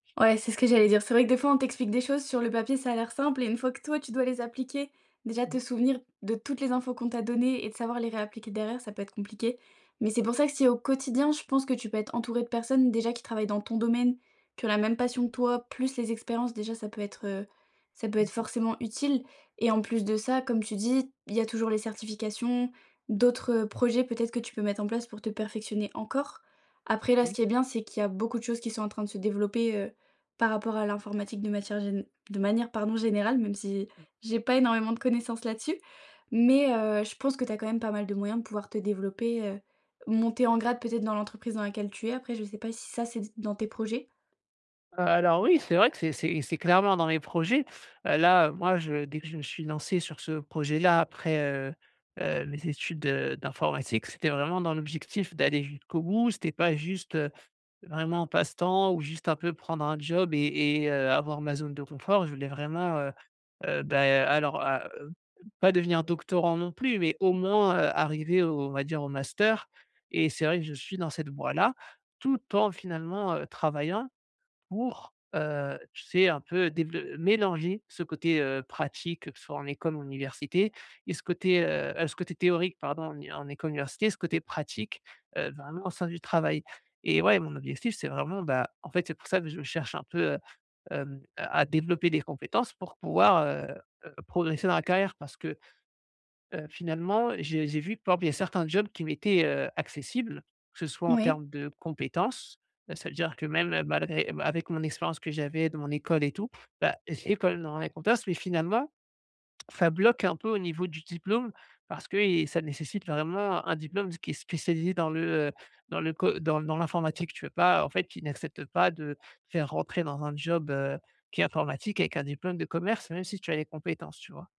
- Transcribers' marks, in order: stressed: "encore"; tapping; unintelligible speech
- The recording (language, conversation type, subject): French, advice, Comment puis-je développer de nouvelles compétences pour progresser dans ma carrière ?